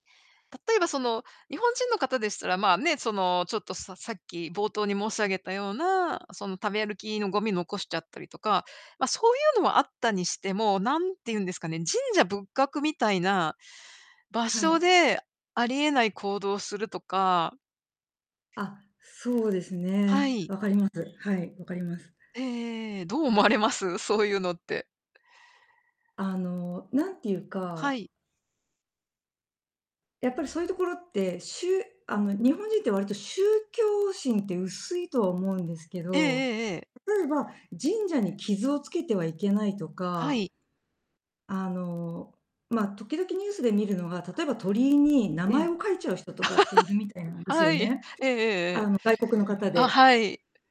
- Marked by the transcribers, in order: distorted speech; laugh
- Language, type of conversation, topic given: Japanese, unstructured, 公共の場でマナーが悪い人を見かけたとき、あなたはどう感じますか？